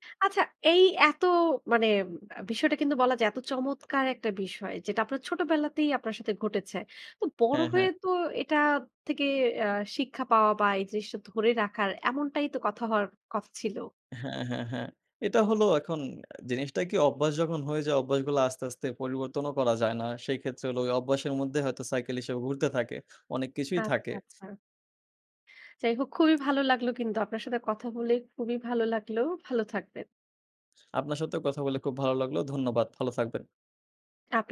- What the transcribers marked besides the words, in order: in English: "cycle"
- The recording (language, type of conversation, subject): Bengali, podcast, পরীক্ষার চাপের মধ্যে তুমি কীভাবে সামলে থাকো?